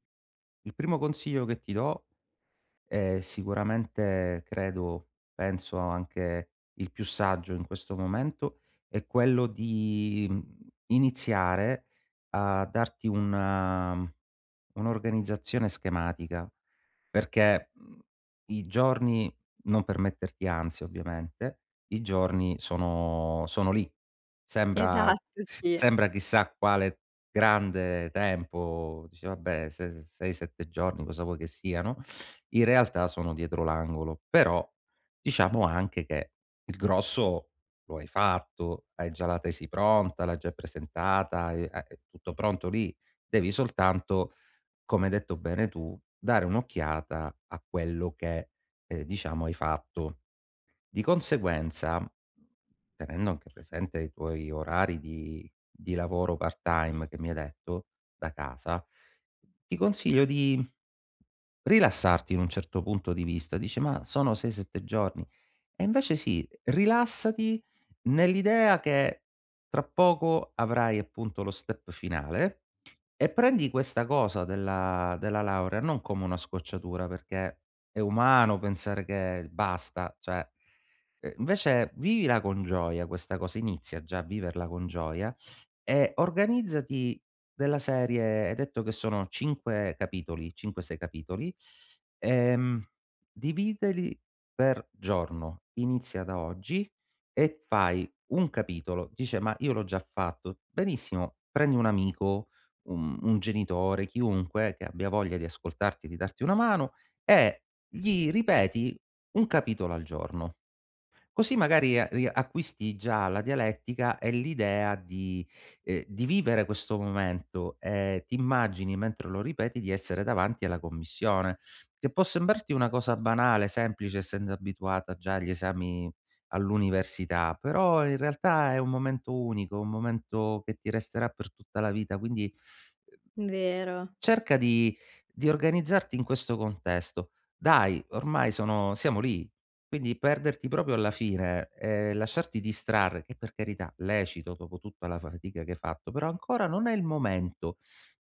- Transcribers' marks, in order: laughing while speaking: "Esatto"; in English: "step"; other background noise; "dividili" said as "divideli"; tapping
- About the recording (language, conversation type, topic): Italian, advice, Come fai a procrastinare quando hai compiti importanti e scadenze da rispettare?